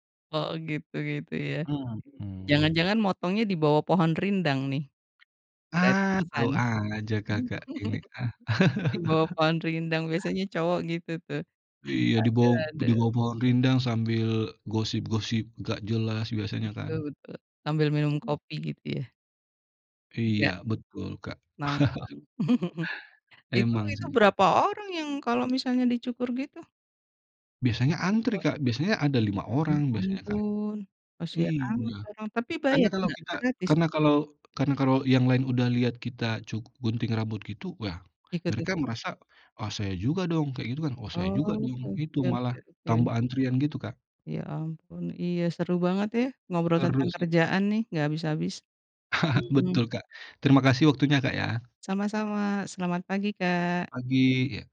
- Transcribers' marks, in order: other background noise; laugh; laugh; tapping; laugh; unintelligible speech; laugh
- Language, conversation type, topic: Indonesian, unstructured, Apa hal paling menyenangkan yang pernah terjadi di tempat kerja?